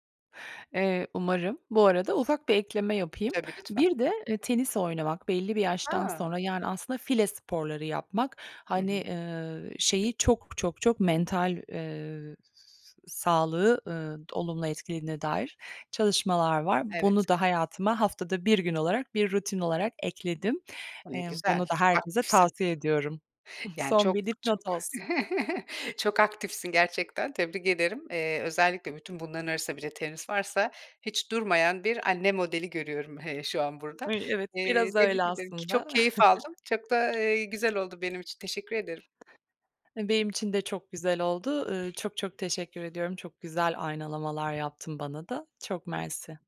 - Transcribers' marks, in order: other background noise; chuckle; chuckle
- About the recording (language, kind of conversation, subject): Turkish, podcast, Egzersizi günlük rutine dahil etmenin kolay yolları nelerdir?